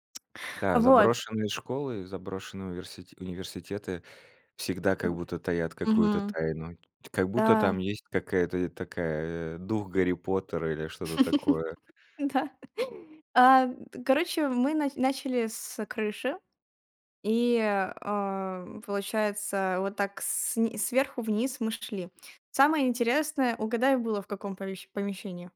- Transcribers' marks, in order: other noise; tapping; laugh; laughing while speaking: "Да"; other background noise
- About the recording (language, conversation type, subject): Russian, podcast, Расскажи о поездке, которая чему-то тебя научила?